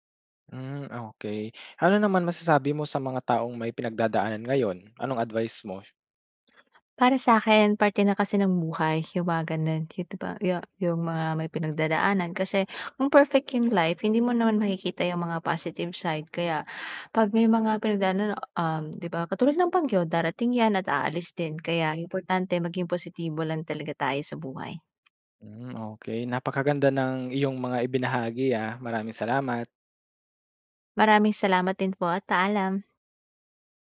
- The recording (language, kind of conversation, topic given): Filipino, podcast, Paano mo pinapangalagaan ang iyong kalusugang pangkaisipan kapag nasa bahay ka lang?
- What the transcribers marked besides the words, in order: in English: "positive side"